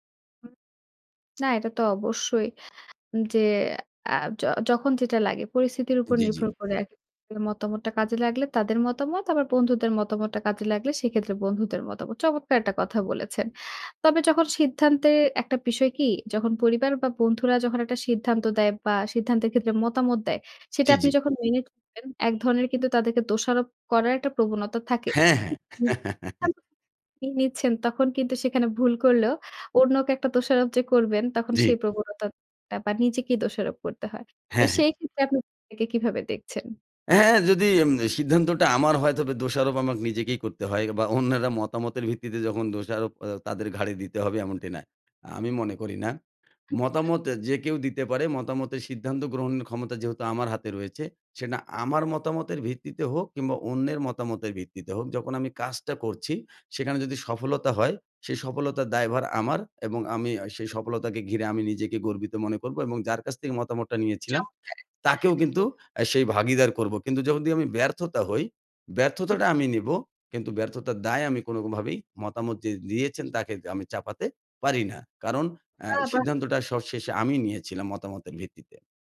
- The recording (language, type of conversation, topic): Bengali, podcast, কীভাবে পরিবার বা বন্ধুদের মতামত সামলে চলেন?
- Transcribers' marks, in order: other background noise; lip smack; unintelligible speech; horn; unintelligible speech; chuckle; chuckle